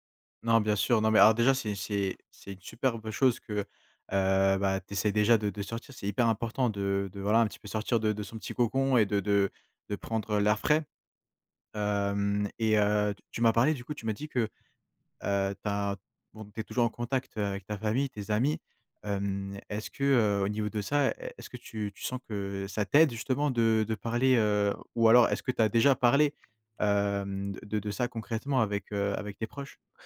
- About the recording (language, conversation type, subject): French, advice, Comment vivez-vous la solitude et l’isolement social depuis votre séparation ?
- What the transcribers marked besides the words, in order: tapping